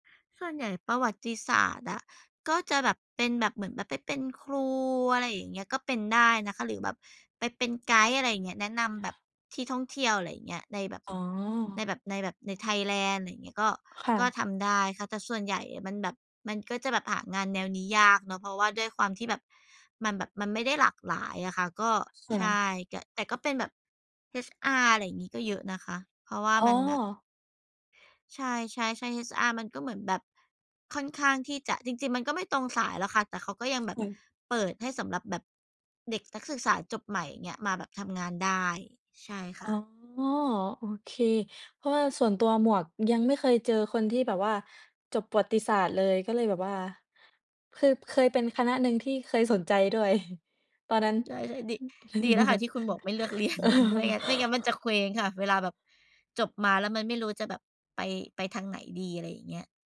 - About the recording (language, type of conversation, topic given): Thai, unstructured, ถ้าคุณย้อนกลับไปตอนเป็นเด็กได้ คุณอยากเปลี่ยนแปลงอะไรไหม?
- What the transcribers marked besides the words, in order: other background noise; chuckle; laughing while speaking: "เรียน"; chuckle